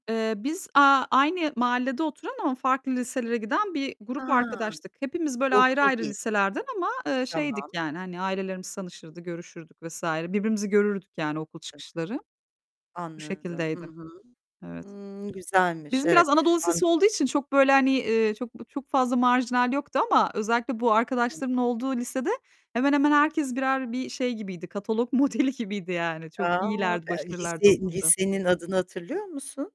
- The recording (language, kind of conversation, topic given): Turkish, podcast, İlham aldığın bir stil ikonu var mı?
- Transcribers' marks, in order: distorted speech; unintelligible speech; other noise